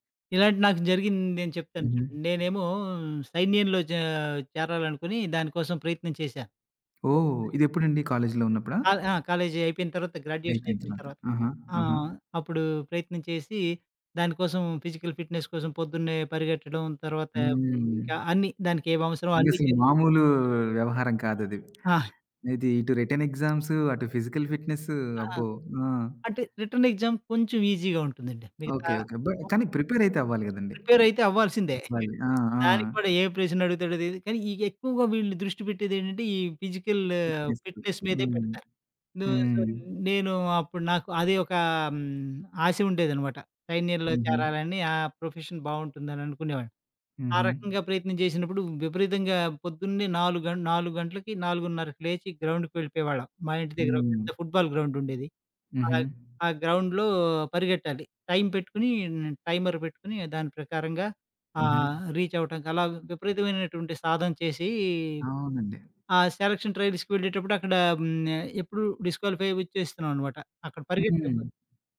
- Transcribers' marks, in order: other background noise; in English: "ఫిజికల్ ఫిట్‌నెస్"; in English: "రిటెన్ ఎగ్జామ్స్"; in English: "ఫిజికల్"; in English: "రిటర్న్ ఎగ్జామ్"; in English: "ఈజీగా"; in English: "బట్"; giggle; in English: "ఫిట్‌నెస్‌కు"; in English: "ఫిజికల్ ఫిట్‌నెస్"; in English: "సో"; in English: "ప్రొఫెషన్"; in English: "గ్రౌండ్‌కి"; in English: "ఫుట్ బాల్"; in English: "గ్రౌండ్‌లో"; in English: "టైమర్"; in English: "సెలక్షన్ ట్రైల్స్‌కి"; in English: "డిస్‌క్యాలిఫై"
- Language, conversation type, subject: Telugu, podcast, విఫలాన్ని పాఠంగా మార్చుకోవడానికి మీరు ముందుగా తీసుకునే చిన్న అడుగు ఏది?